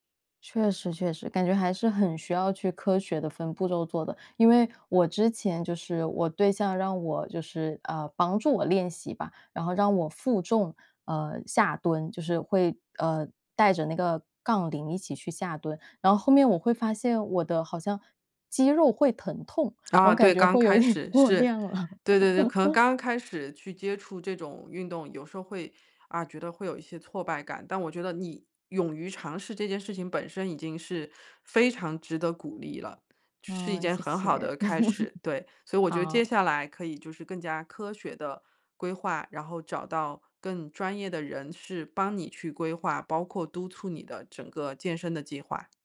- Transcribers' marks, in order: laughing while speaking: "会有一点过量了"; laugh; laugh
- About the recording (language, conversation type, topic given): Chinese, advice, 你为什么难以坚持锻炼？